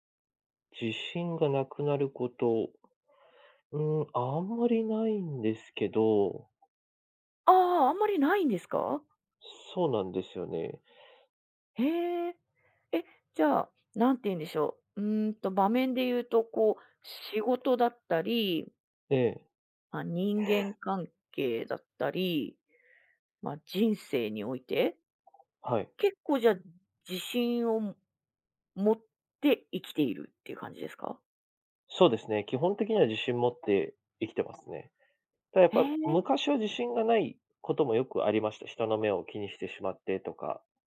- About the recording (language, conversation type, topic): Japanese, podcast, 自信がないとき、具体的にどんな対策をしていますか?
- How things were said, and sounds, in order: other background noise; other noise